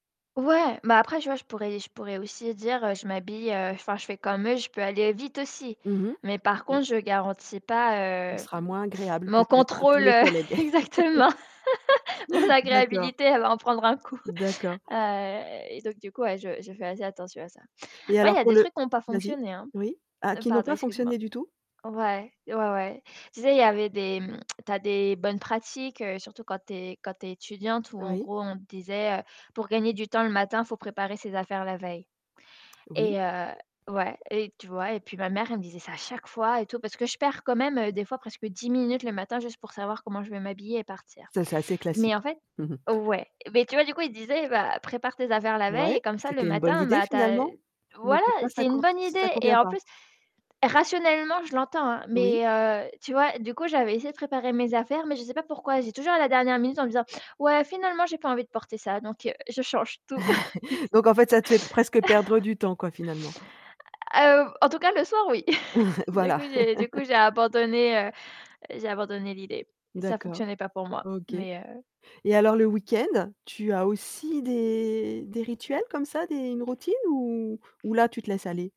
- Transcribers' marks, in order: other background noise; laugh; distorted speech; chuckle; laugh; chuckle
- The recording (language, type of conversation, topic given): French, podcast, Quelle serait ta routine matinale idéale ?